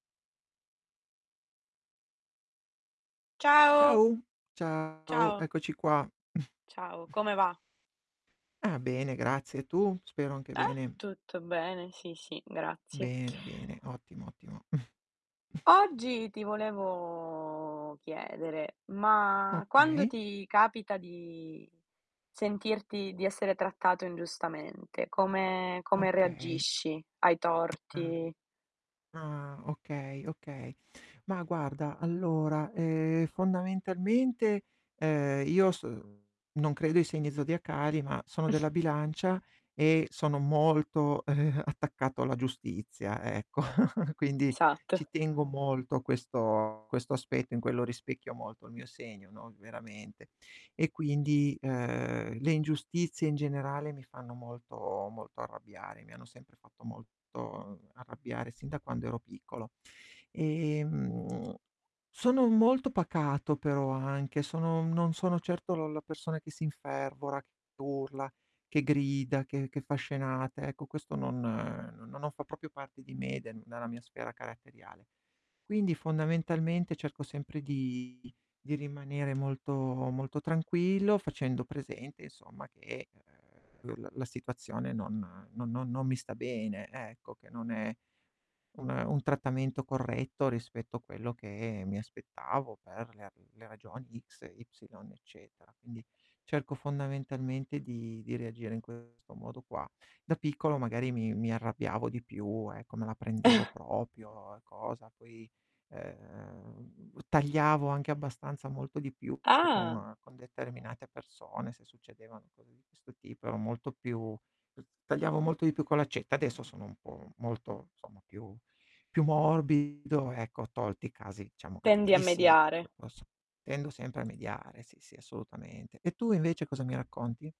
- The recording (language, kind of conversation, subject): Italian, unstructured, Come reagisci quando ti senti trattato ingiustamente?
- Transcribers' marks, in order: distorted speech; chuckle; static; chuckle; drawn out: "volevo"; tapping; chuckle; drawn out: "Ehm"; other background noise; "proprio" said as "propio"; drawn out: "ehm"; chuckle; other noise